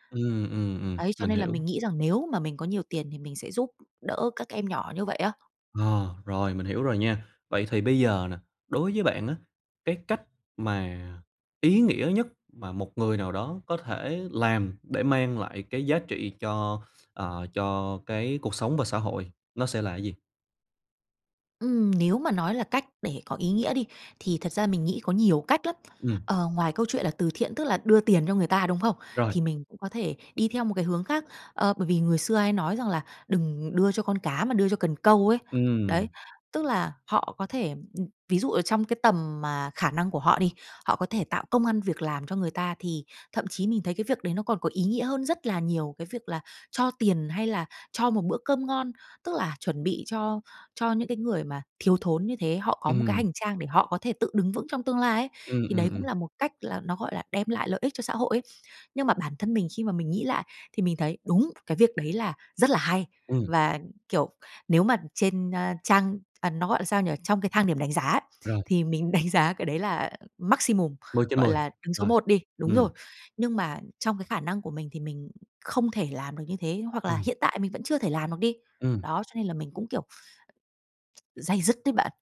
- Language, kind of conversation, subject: Vietnamese, advice, Làm sao để bạn có thể cảm thấy mình đang đóng góp cho xã hội và giúp đỡ người khác?
- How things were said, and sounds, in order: tapping; sniff; laughing while speaking: "đánh giá"; in English: "maximum"; tsk